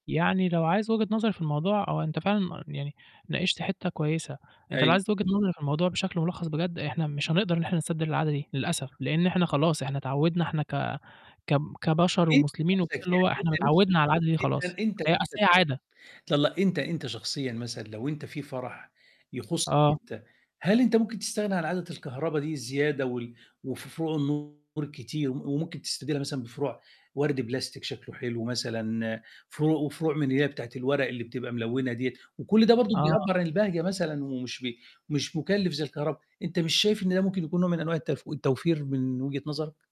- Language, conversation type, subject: Arabic, podcast, إزاي نقدر نرشد استهلاك الكهربا في شقتنا؟
- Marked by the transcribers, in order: distorted speech; static; unintelligible speech; other background noise; mechanical hum